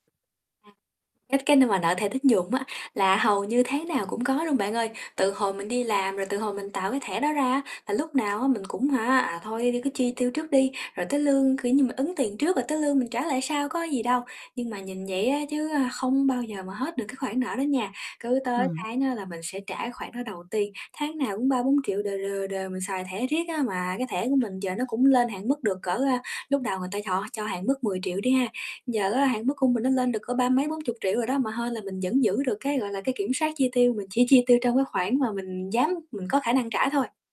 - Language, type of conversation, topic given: Vietnamese, advice, Làm sao để cân bằng chi tiêu hằng tháng và trả nợ hiệu quả?
- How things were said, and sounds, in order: distorted speech; tapping; other background noise